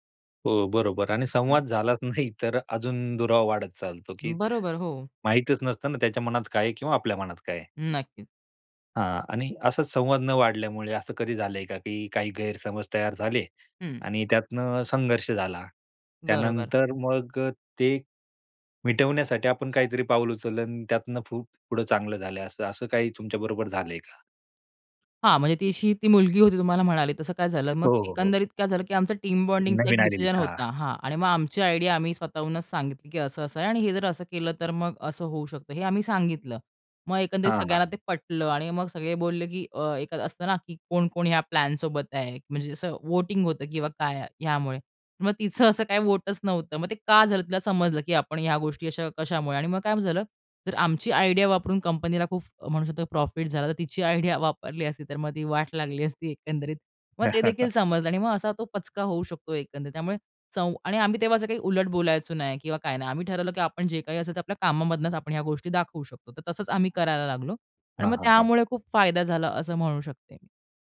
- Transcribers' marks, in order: chuckle; in English: "टीम बॉन्डिंगचा"; in English: "आयडिया"; in English: "आयडिया"; in English: "आयडिया"; chuckle
- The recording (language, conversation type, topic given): Marathi, podcast, टीममधला चांगला संवाद कसा असतो?
- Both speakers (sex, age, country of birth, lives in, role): female, 30-34, India, India, guest; male, 35-39, India, India, host